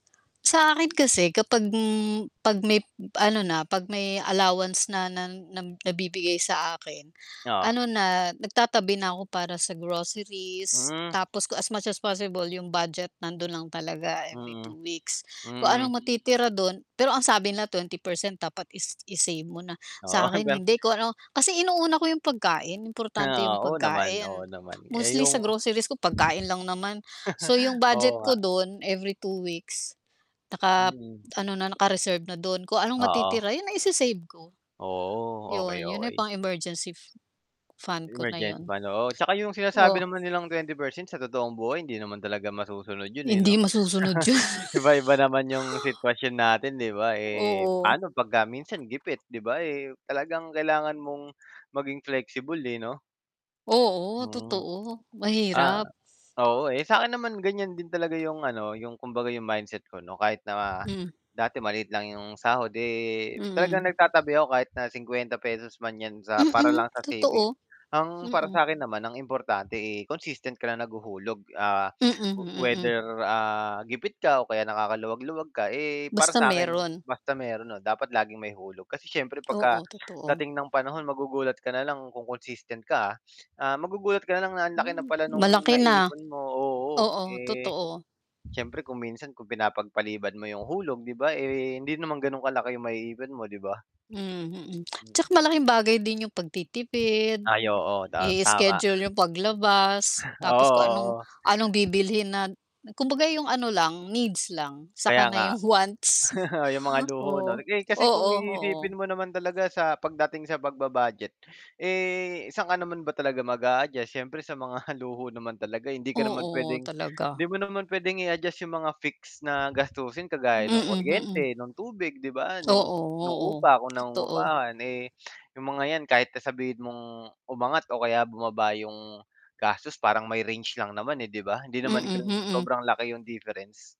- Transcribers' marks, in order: static; horn; chuckle; other background noise; background speech; tapping; wind; laugh; distorted speech; laughing while speaking: "'yon"; laugh; chuckle; chuckle; chuckle
- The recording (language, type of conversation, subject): Filipino, unstructured, Ano ang mga epekto ng kawalan ng nakalaang ipon para sa biglaang pangangailangan?